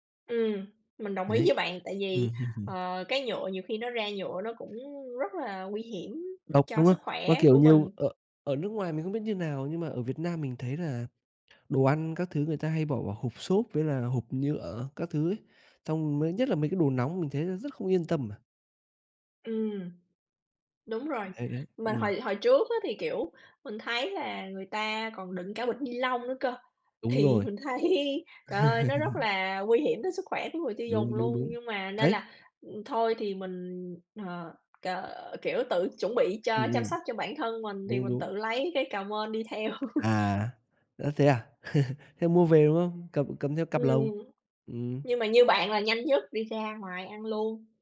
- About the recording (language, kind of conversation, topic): Vietnamese, unstructured, Chúng ta nên làm gì để giảm rác thải nhựa hằng ngày?
- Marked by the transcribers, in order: laughing while speaking: "Ừm"; tapping; laughing while speaking: "thấy"; laugh; other background noise; "cà-mèn" said as "mên"; laugh